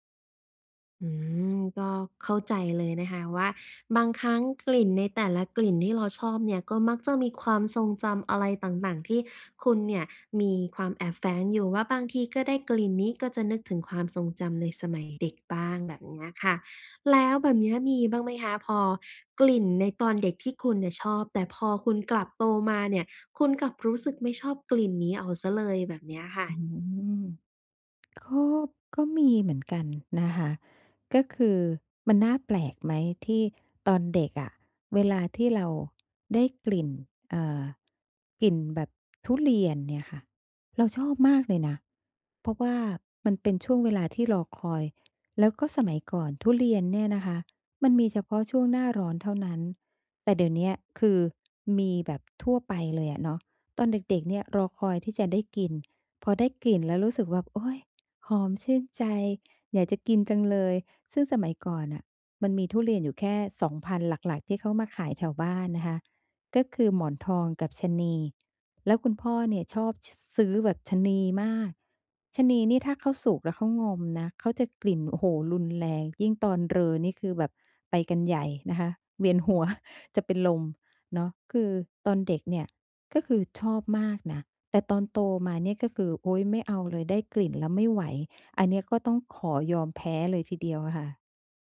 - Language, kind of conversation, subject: Thai, podcast, รู้สึกอย่างไรกับกลิ่นของแต่ละฤดู เช่น กลิ่นดินหลังฝน?
- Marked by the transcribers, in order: lip smack; laughing while speaking: "หัว"